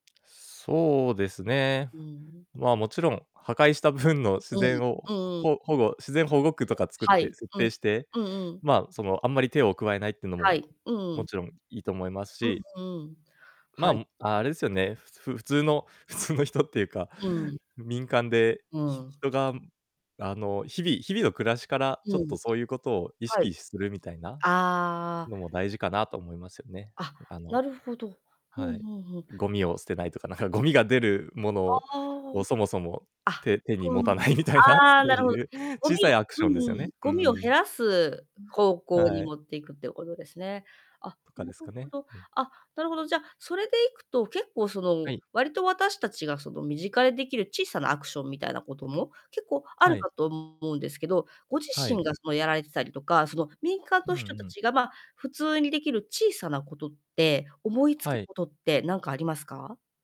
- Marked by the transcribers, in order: laughing while speaking: "普通の人っていうか"; laughing while speaking: "なんかゴミが"; distorted speech; laughing while speaking: "手に持たないみたいな"; other noise
- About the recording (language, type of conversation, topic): Japanese, podcast, 動植物の共生から学べることは何ですか？